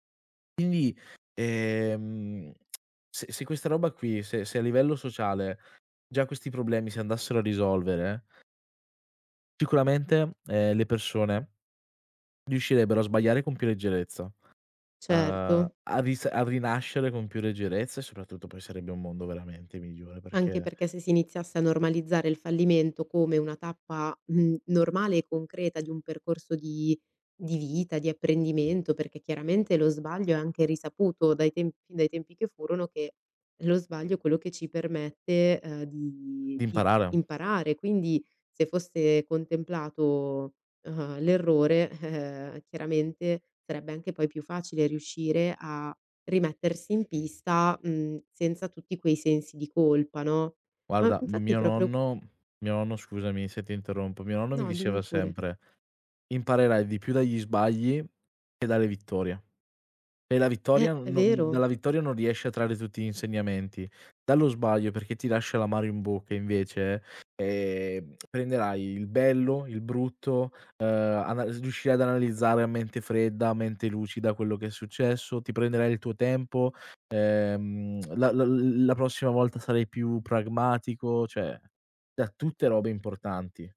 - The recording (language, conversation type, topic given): Italian, podcast, Qual è il primo passo che consiglieresti a chi vuole ricominciare?
- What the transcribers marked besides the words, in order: drawn out: "ehm"; lip smack; tapping; other background noise; lip smack; lip smack; "cioè" said as "ceh"